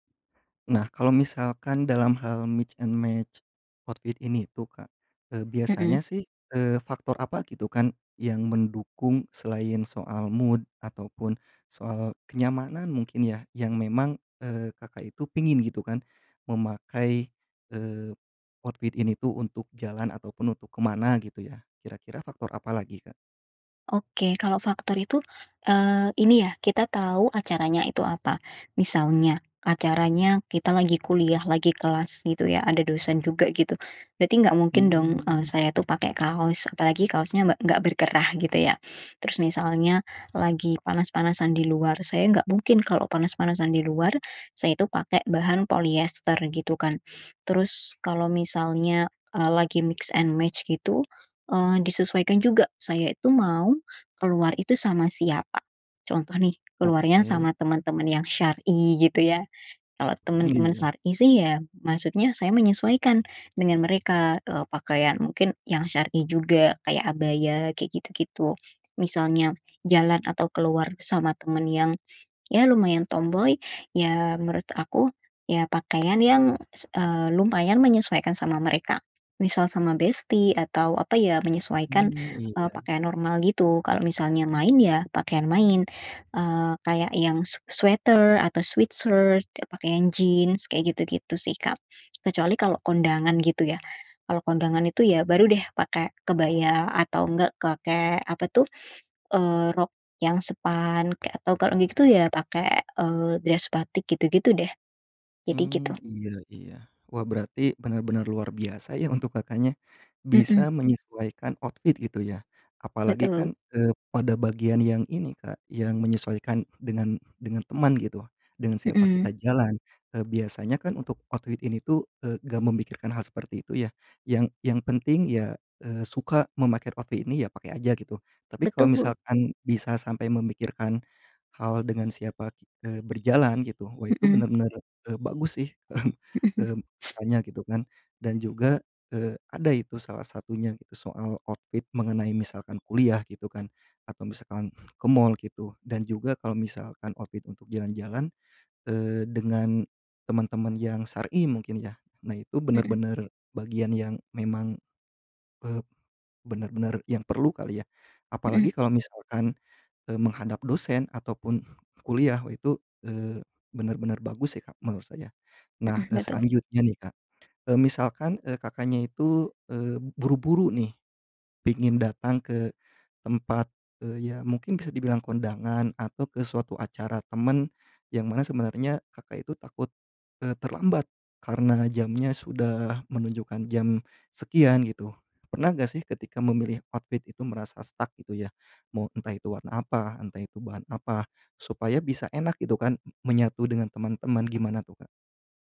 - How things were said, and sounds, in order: in English: "mix and match outfit"; in English: "mood"; in English: "outfit"; drawn out: "Hmm"; in English: "mix and match"; in English: "bestie"; in English: "sweater"; in English: "sweat shirt"; in English: "dress"; in English: "outfit"; in English: "outfit"; in English: "outfit"; chuckle; in English: "outfit"; in English: "outfit"; in English: "outfit"; in English: "stuck"
- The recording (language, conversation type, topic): Indonesian, podcast, Bagaimana cara kamu memadupadankan pakaian untuk sehari-hari?